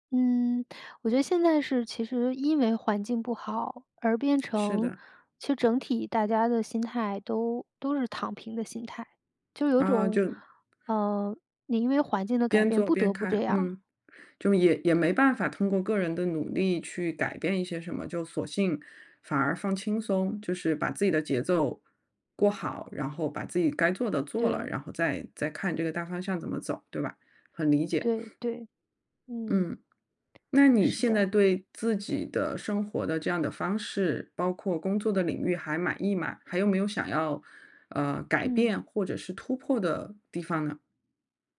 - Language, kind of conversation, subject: Chinese, podcast, 你是如何在工作与生活之间找到平衡的？
- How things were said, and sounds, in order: tapping; sniff; "满意吗" said as "满意满"